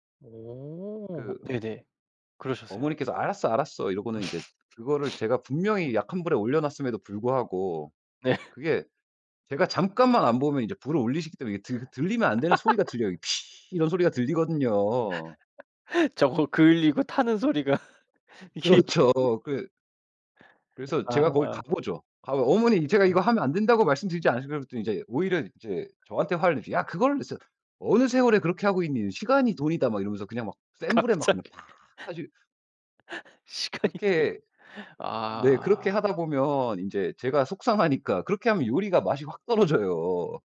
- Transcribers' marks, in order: laugh; laugh; put-on voice: "피"; laugh; laughing while speaking: "저거 그을리고 타는 소리가 이게"; other background noise; laughing while speaking: "갑자기 시간이 돈이"; laugh; laughing while speaking: "속상하니까"; laughing while speaking: "떨어져요"
- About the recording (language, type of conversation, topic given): Korean, podcast, 같이 요리하다가 생긴 웃긴 에피소드가 있나요?